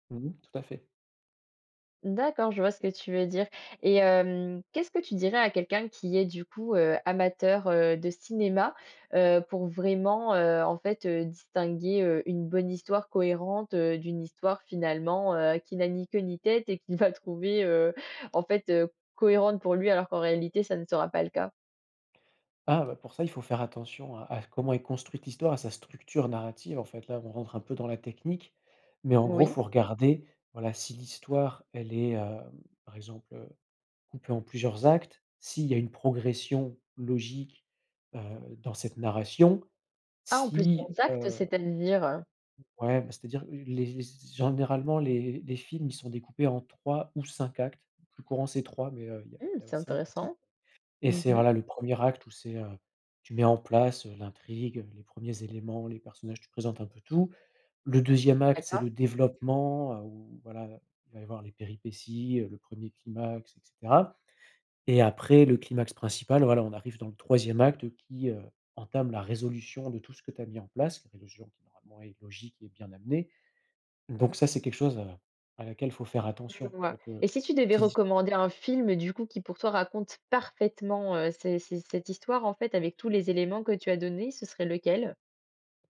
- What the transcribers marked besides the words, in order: laughing while speaking: "et qu'il va trouver, heu, en fait, heu"; other background noise; tapping; stressed: "parfaitement"
- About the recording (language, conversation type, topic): French, podcast, Qu’est-ce qui fait, selon toi, une bonne histoire au cinéma ?